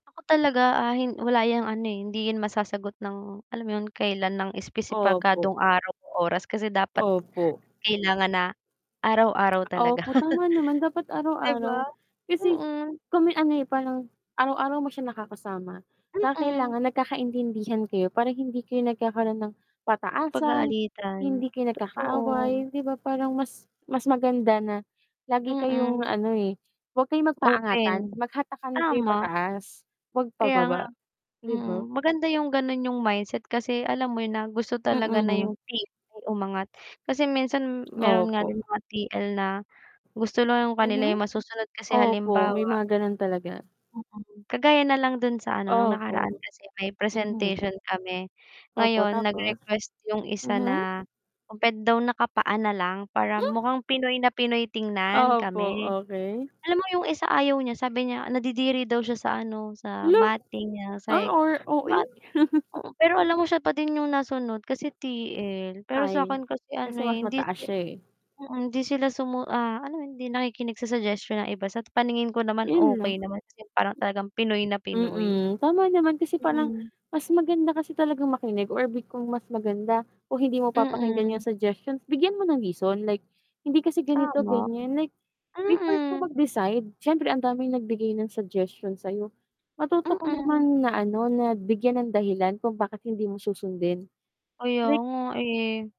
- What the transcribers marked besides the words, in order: distorted speech; mechanical hum; tapping; chuckle; static; chuckle
- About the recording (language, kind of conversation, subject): Filipino, unstructured, Bakit nakakairita ang mga taong walang pakialam sa iniisip mo?